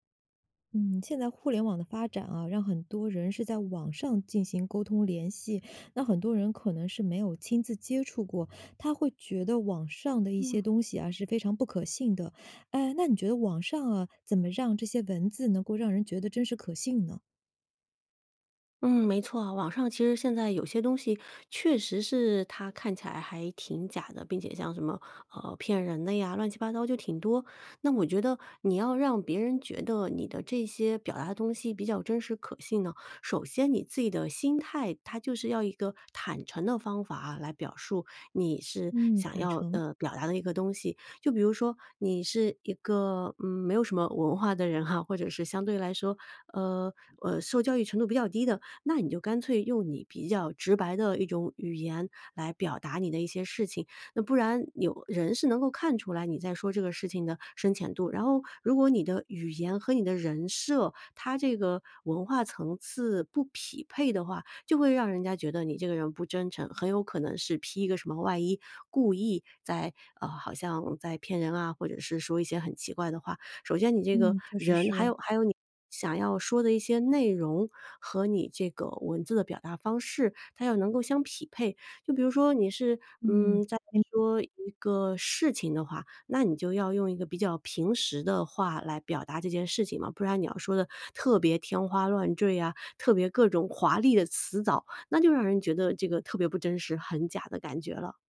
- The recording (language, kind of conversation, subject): Chinese, podcast, 在网上如何用文字让人感觉真实可信？
- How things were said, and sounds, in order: unintelligible speech